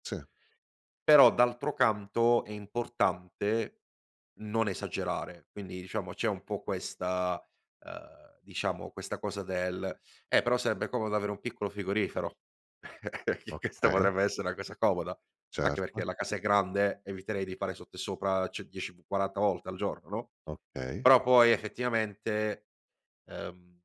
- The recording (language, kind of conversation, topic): Italian, podcast, Raccontami del tuo angolo preferito di casa, com'è e perché?
- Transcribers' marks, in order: chuckle; laughing while speaking: "perché chesta"; "questa" said as "chesta"; "cioè" said as "ceh"